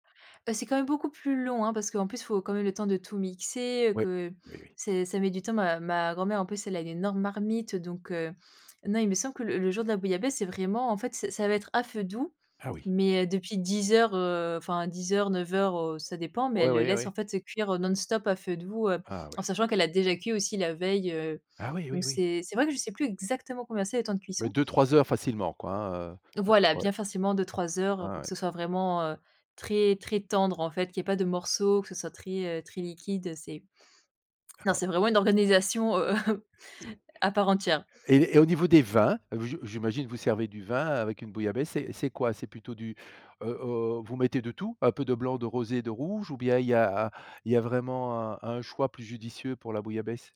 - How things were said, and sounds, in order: stressed: "énorme"; other noise; chuckle; other background noise
- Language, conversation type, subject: French, podcast, Peux-tu me parler d’un plat familial qui réunit plusieurs générations ?
- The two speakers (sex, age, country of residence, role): female, 25-29, France, guest; male, 65-69, Belgium, host